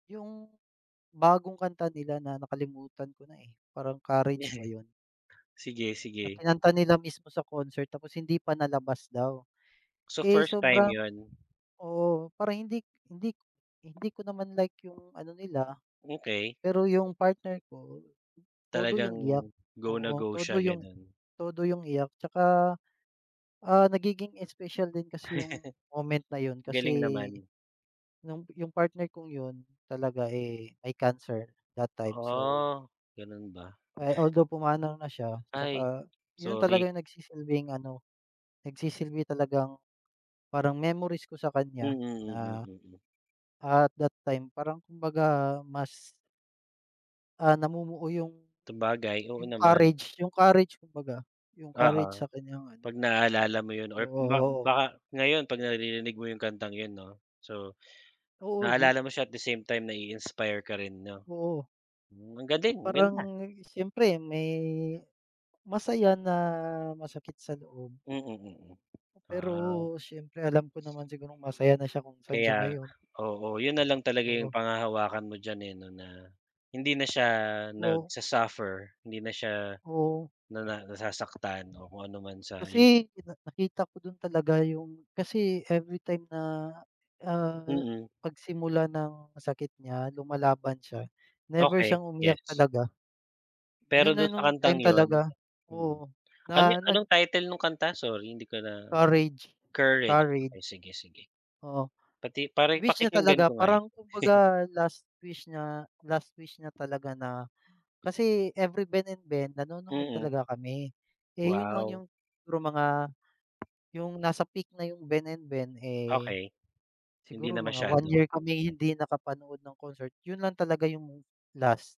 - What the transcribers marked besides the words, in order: chuckle; other background noise; tapping; chuckle; chuckle
- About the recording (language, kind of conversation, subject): Filipino, unstructured, May paborito ka bang artista o banda, at bakit sila ang paborito mo?